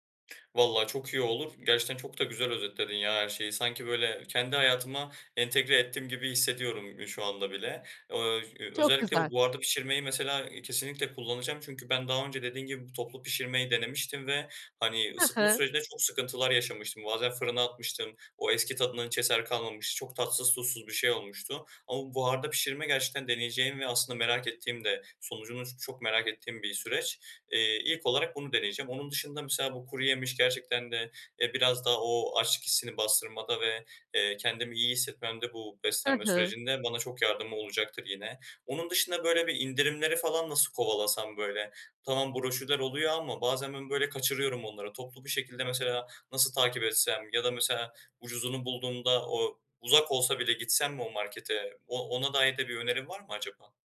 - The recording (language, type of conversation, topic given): Turkish, advice, Sınırlı bir bütçeyle sağlıklı ve hesaplı market alışverişini nasıl yapabilirim?
- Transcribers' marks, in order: other background noise; tapping